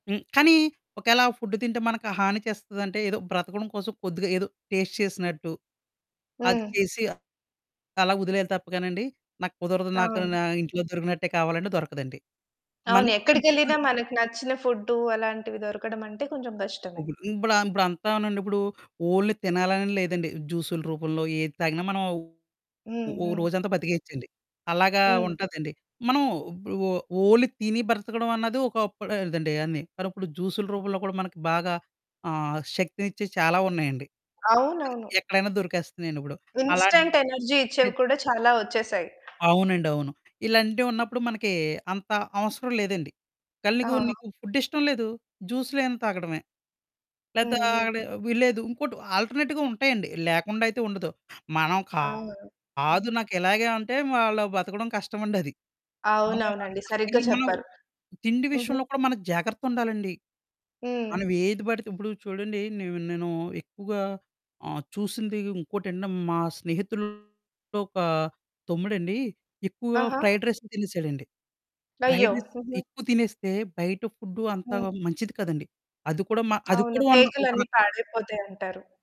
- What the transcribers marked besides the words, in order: in English: "ఫుడ్"; in English: "టేస్ట్"; static; distorted speech; unintelligible speech; in English: "ఓన్లీ"; other background noise; in English: "ఇన్‌స్టంట్ ఎనర్జీ"; in English: "ఫుడ్"; in English: "ఆల్టర్నేట్‌గా"; unintelligible speech; in English: "ఫ్రైడ్"; in English: "ఫ్రైడ్ రైస్"
- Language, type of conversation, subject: Telugu, podcast, సురక్షత కోసం మీరు సాధారణంగా ఏ నియమాలను పాటిస్తారు?